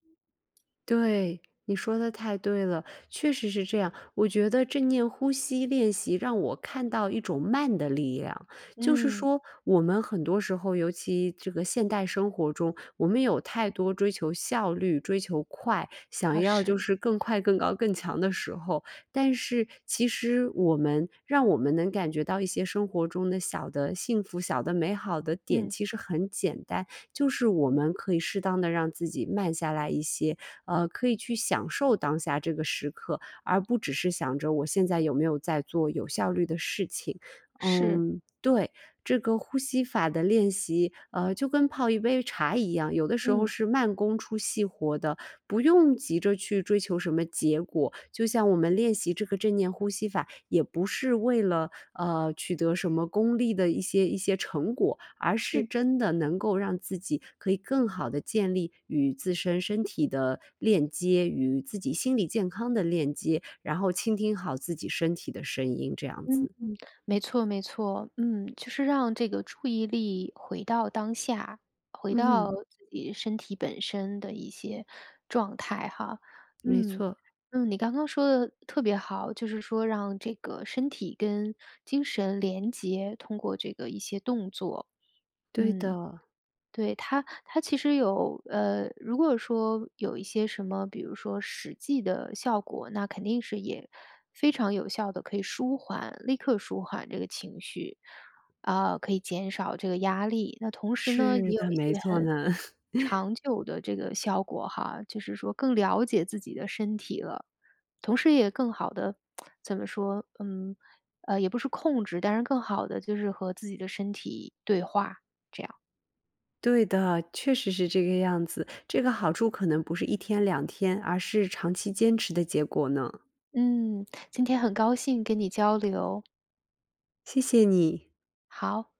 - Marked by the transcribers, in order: alarm; laughing while speaking: "更快更高更强"; chuckle; tsk
- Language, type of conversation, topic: Chinese, podcast, 简单说说正念呼吸练习怎么做？